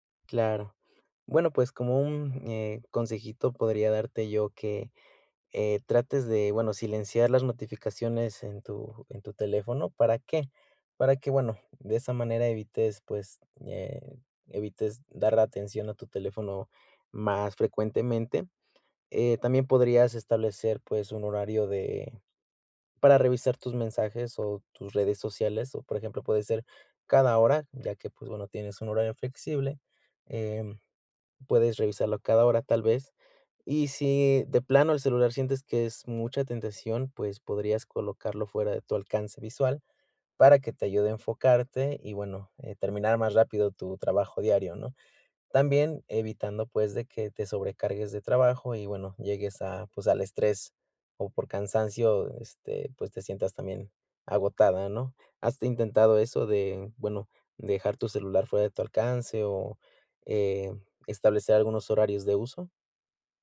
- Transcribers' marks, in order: none
- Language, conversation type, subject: Spanish, advice, ¿Cómo puedo reducir las distracciones y mantener la concentración por más tiempo?